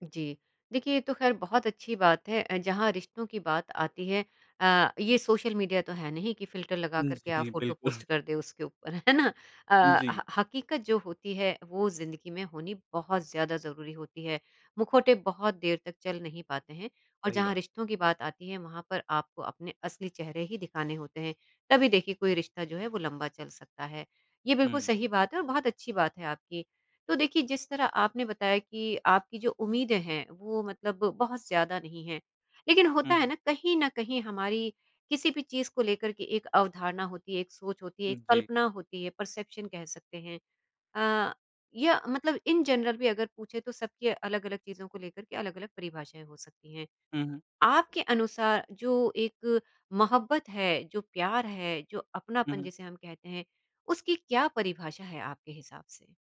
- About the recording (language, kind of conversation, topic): Hindi, podcast, कौन-सा गाना आपकी पहली मोहब्बत की याद दिलाता है?
- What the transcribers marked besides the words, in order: in English: "फिल्टर"; chuckle; in English: "परसेप्शन"; in English: "इन जनरल"